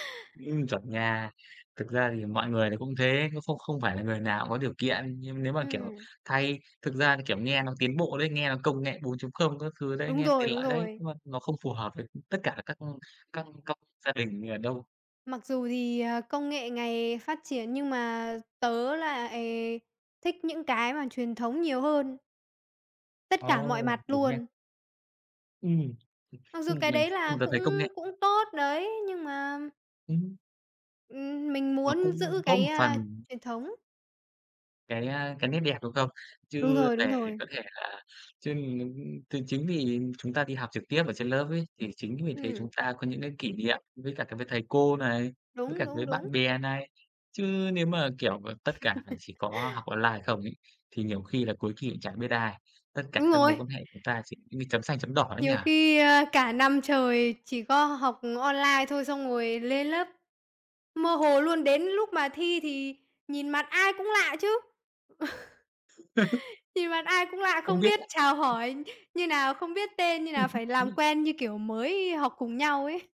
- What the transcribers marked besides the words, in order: tapping; chuckle; laugh; other background noise; chuckle; laugh; laugh
- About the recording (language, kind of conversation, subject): Vietnamese, unstructured, Bạn nghĩ gì về việc học trực tuyến thay vì đến lớp học truyền thống?